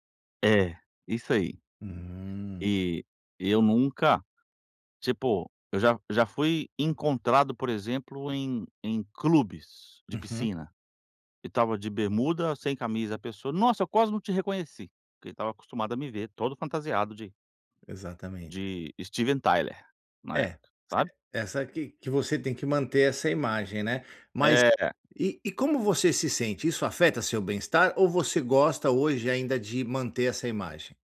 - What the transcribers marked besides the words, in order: none
- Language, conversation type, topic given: Portuguese, advice, Como posso resistir à pressão social para seguir modismos?